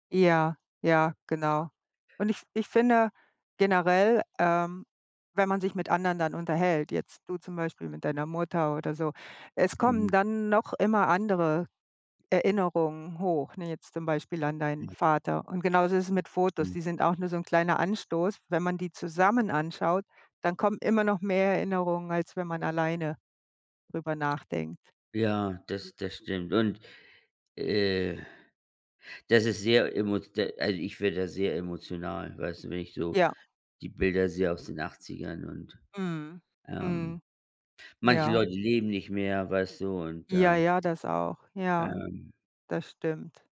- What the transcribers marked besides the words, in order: none
- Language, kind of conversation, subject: German, unstructured, Welche Rolle spielen Fotos in deinen Erinnerungen?